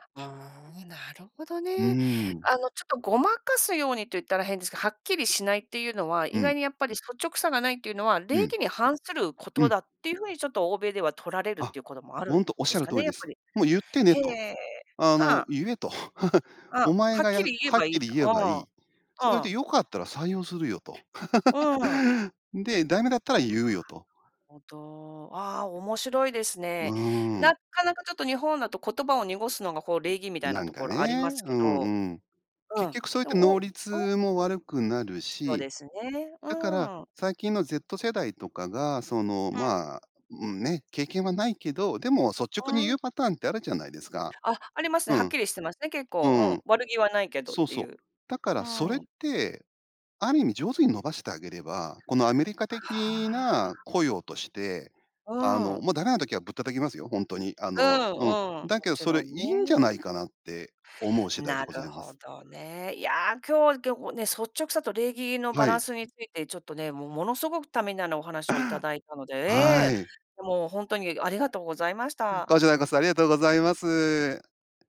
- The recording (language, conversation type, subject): Japanese, podcast, 率直さと礼儀のバランスはどう取ればよいですか？
- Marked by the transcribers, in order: laugh; laugh